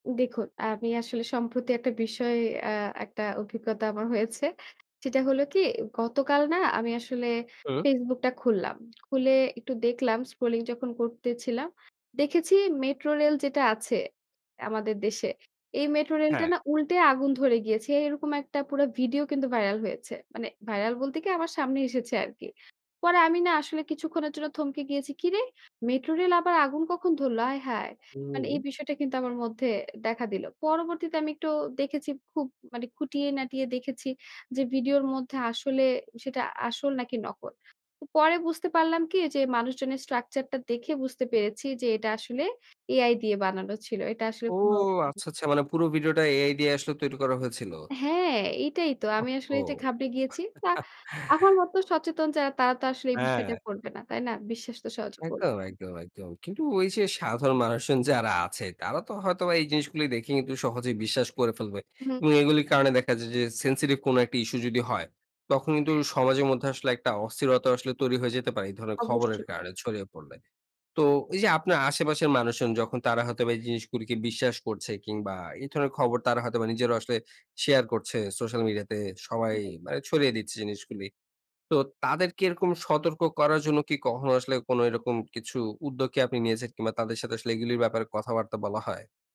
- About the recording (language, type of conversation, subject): Bengali, podcast, ভুল তথ্য ও গুজব ছড়ানোকে আমরা কীভাবে মোকাবিলা করব?
- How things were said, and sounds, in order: tapping; surprised: "কিরে! মেট্রোরেল আবার আগুন কখন ধরলো? আয় হায়"; chuckle; other background noise